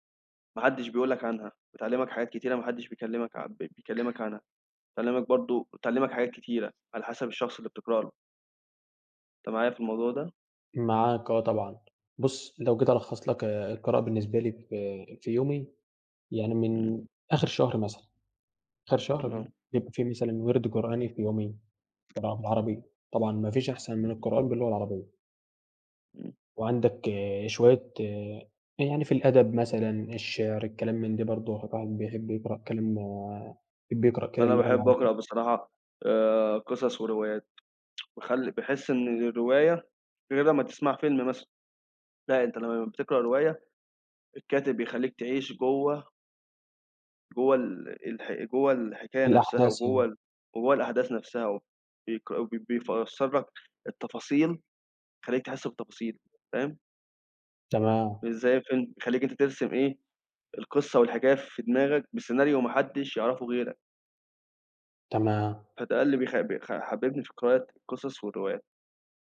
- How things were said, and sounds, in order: other background noise; tapping; unintelligible speech
- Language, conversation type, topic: Arabic, unstructured, إيه هي العادة الصغيرة اللي غيّرت حياتك؟